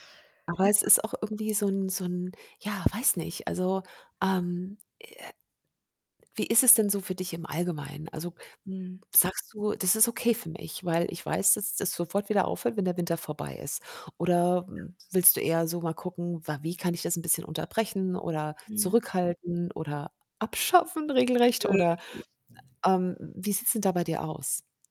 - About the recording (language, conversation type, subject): German, advice, Warum habe ich trotz meiner Bemühungen, gesünder zu essen, ständig Heißhunger auf Süßes?
- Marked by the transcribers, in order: distorted speech; tapping; other background noise; static; laughing while speaking: "abschaffen regelrecht"; other noise